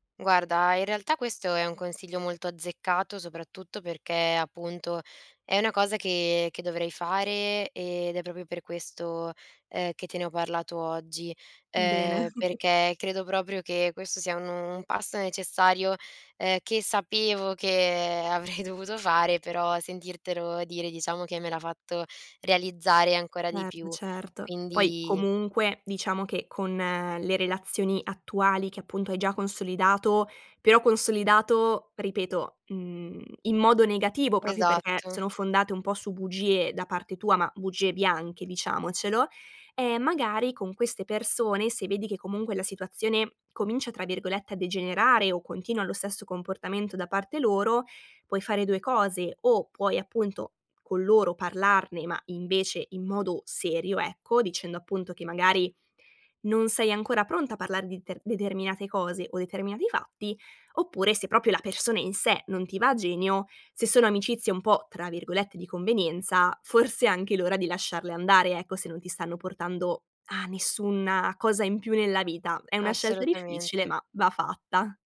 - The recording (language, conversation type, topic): Italian, advice, Come posso comunicare chiaramente le mie aspettative e i miei limiti nella relazione?
- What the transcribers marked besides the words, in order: "proprio" said as "propio"; chuckle; laughing while speaking: "avrei"; "proprio" said as "propio"; "proprio" said as "propio"; laughing while speaking: "forse"; "nessuna" said as "nessunna"